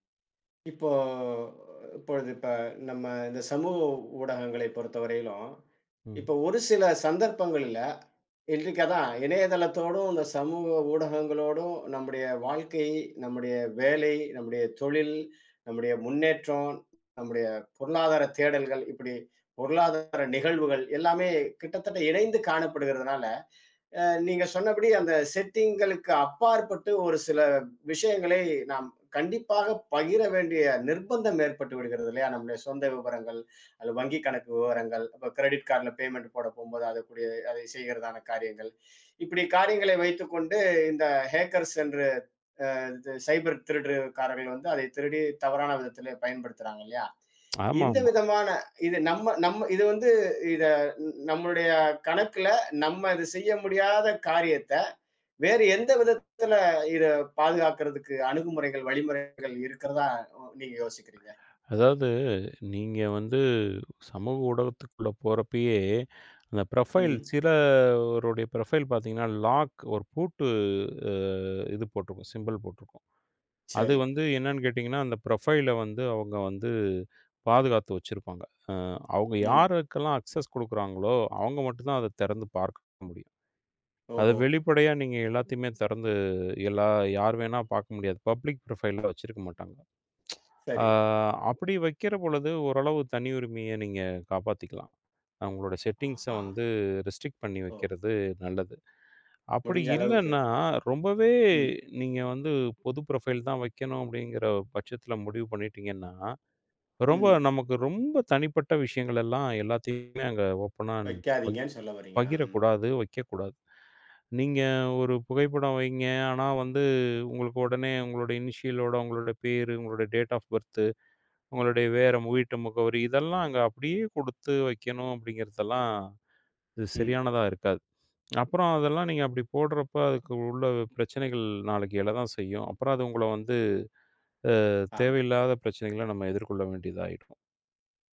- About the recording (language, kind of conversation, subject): Tamil, podcast, சமூக ஊடகங்களில் தனியுரிமை பிரச்சினைகளை எப்படிக் கையாளலாம்?
- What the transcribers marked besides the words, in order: in English: "செட்டிங்களுக்கு"; in English: "கிரடிட் கார்ட்ல பேமண்ட்"; in English: "ஹக்கர்ஸ்"; in English: "சைபர்"; tsk; in English: "ப்ரொபைல்"; in English: "ப்ரொபைல்"; in English: "லாக்"; in English: "சிம்பல்"; in English: "ப்ரொபைல்"; in English: "அக்சஸ்"; in English: "பப்லிக் ப்ரொபைல்"; tsk; in English: "செட்டிங்ஸ்"; in English: "ரெஸ்ட்ரிக்"; in English: "ப்ரொபைல்"; in English: "ஓபனா அண்ட்"; in English: "இனிஷியல்"; in English: "டேட் ஆஃப் பர்த்"